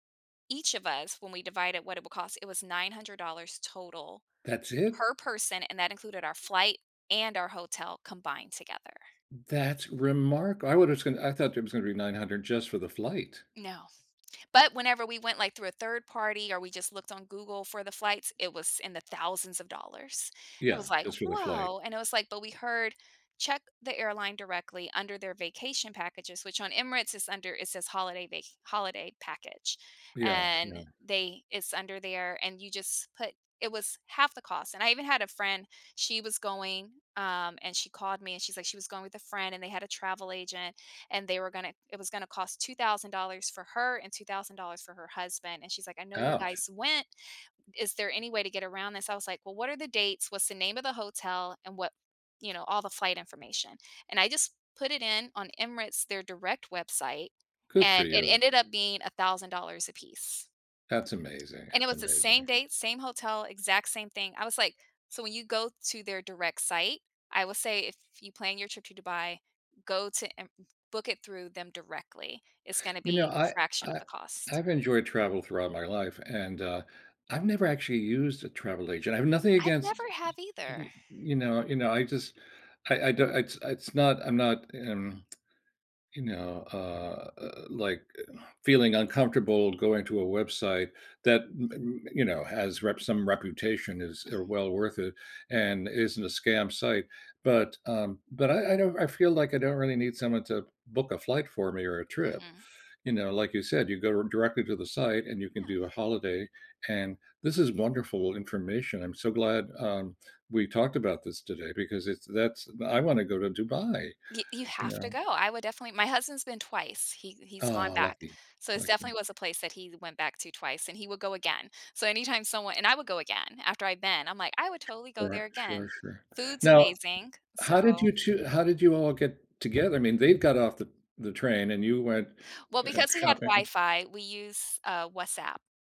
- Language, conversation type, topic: English, unstructured, What is the most surprising place you have ever visited?
- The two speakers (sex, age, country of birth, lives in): female, 40-44, United States, United States; male, 70-74, Venezuela, United States
- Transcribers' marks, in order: tapping; lip smack; other background noise; "WhatsApp" said as "Was App"